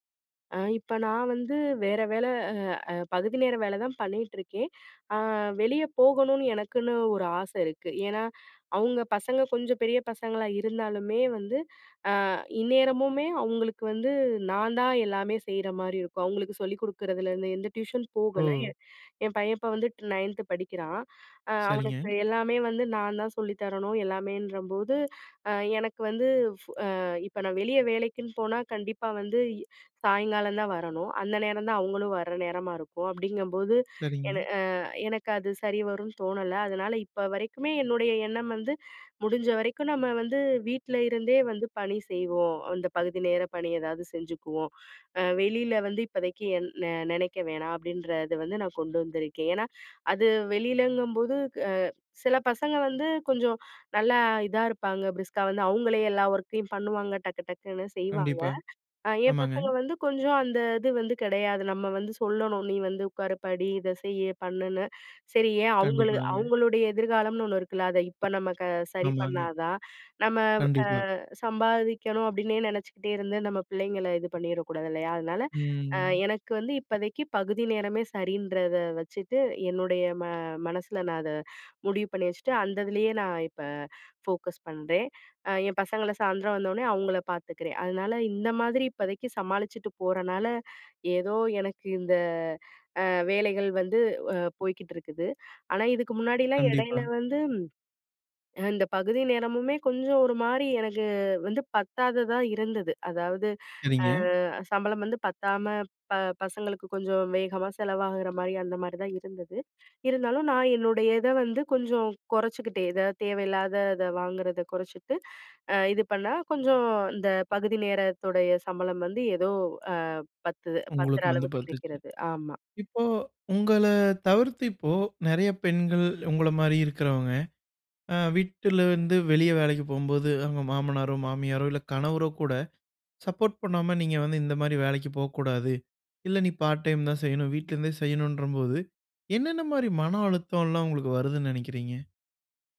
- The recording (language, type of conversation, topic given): Tamil, podcast, வேலைத் தேர்வு காலத்தில் குடும்பத்தின் அழுத்தத்தை நீங்கள் எப்படி சமாளிப்பீர்கள்?
- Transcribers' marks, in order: anticipating: "அ வெளிய போகணும்னு எனக்குன்னு ஒரு ஆசை இருக்கு"; in English: "பிரிஸ்கா"; in English: "ஒர்க்கையும்"; trusting: "அவங்களு அவங்களுடைய எதிர்காலம்னு ஒண்ணு இருக்குல … இப்ப ஃபோக்கஸ் பண்றேன்"; drawn out: "ம்"; in English: "ஃபோக்கஸ்"; sad: "ஆனா இதுக்கு முன்னாடில்லாம் இடையில வந்து … மாரி தான் இருந்தது"; "எதாது" said as "எதா"; anticipating: "என்னென்ன மாரி மன அழுத்தம்லாம் உங்களுக்கு வருதுன்னு நெனைக்கிறீங்க?"